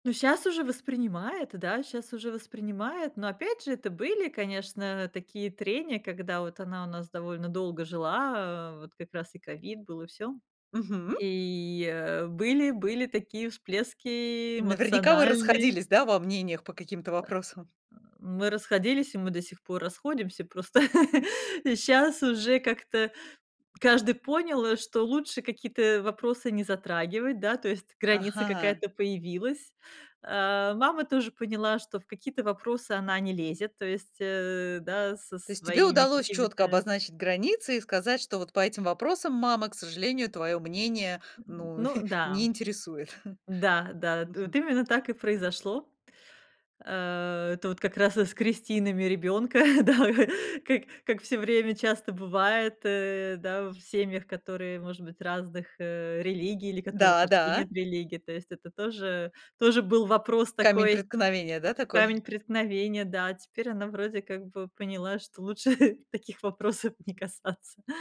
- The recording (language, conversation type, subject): Russian, podcast, Как реагировать на манипуляции родственников?
- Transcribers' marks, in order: tapping; chuckle; chuckle; chuckle; laughing while speaking: "да"; chuckle; laughing while speaking: "вопросов не касаться"